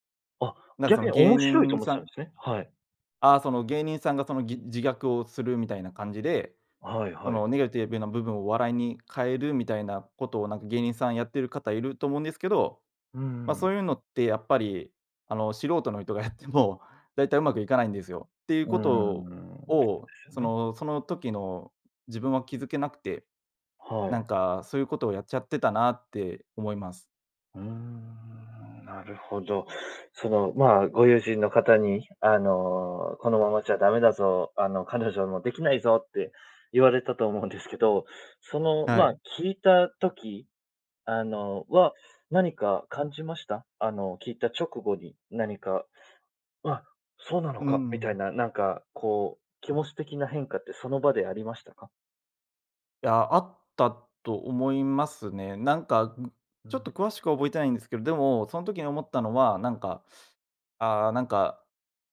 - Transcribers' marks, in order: laughing while speaking: "やっても"; unintelligible speech
- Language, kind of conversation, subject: Japanese, podcast, 誰かの一言で人生の進む道が変わったことはありますか？